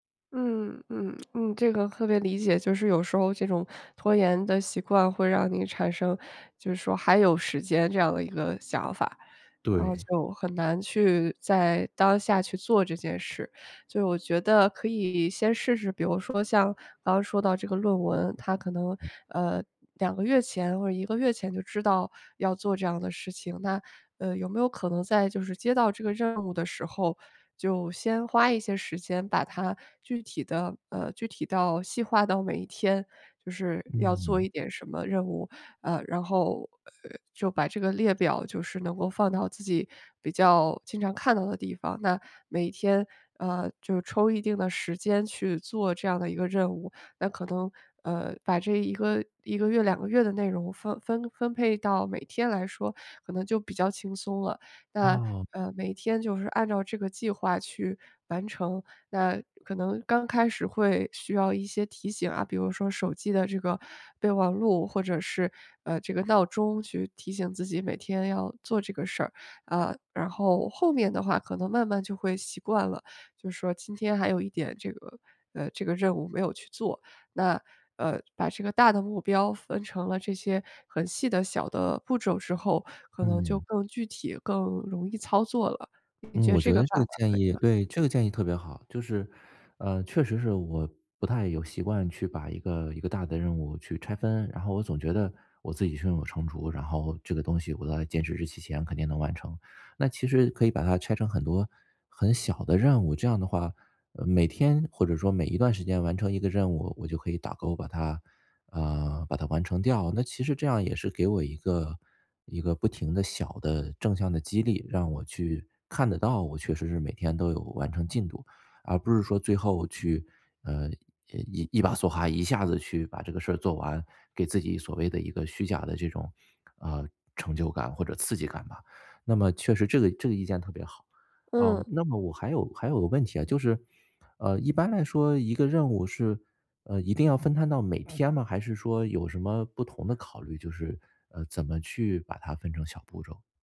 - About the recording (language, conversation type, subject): Chinese, advice, 我怎样才能停止拖延并养成新习惯？
- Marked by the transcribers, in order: none